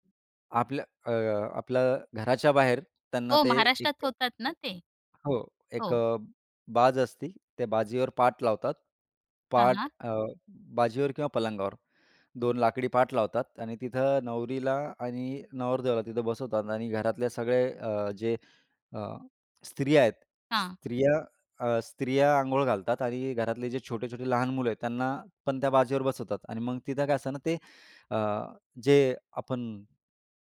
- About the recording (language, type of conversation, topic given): Marathi, podcast, तुमच्या घरात वेगवेगळ्या संस्कृती एकमेकांत कशा मिसळतात?
- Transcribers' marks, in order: other background noise; tapping